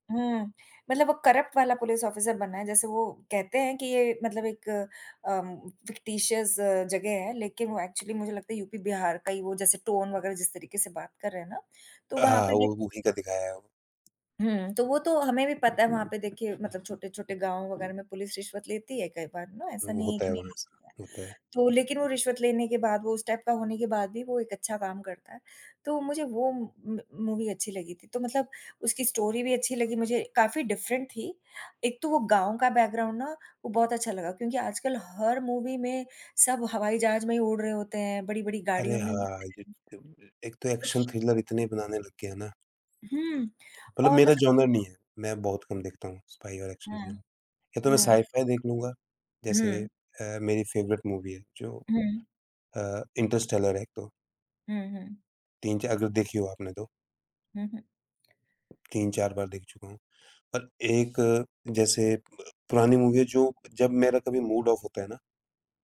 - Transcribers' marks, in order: in English: "करप्ट"; in English: "ऑफिसर"; in English: "फिक्टिशियस"; tapping; in English: "एक्चुअली"; other background noise; in English: "टोन"; in English: "टाइप"; in English: "म म मूवी"; in English: "स्टोरी"; in English: "डिफरेंट"; in English: "बैकग्राउंड"; in English: "मूवी"; unintelligible speech; in English: "एक्शन थ्रिलर"; sneeze; in English: "जोनर"; in English: "स्पाई"; in English: "एक्शन थ्रिलर"; in English: "साय-फ़ाय"; in English: "फ़ेवरेट मूवी"; in English: "मूवी"; in English: "मूड ऑफ़"
- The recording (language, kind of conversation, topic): Hindi, unstructured, आपने आखिरी बार कौन-सी फ़िल्म देखकर खुशी महसूस की थी?
- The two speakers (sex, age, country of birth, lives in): female, 50-54, India, United States; male, 35-39, India, India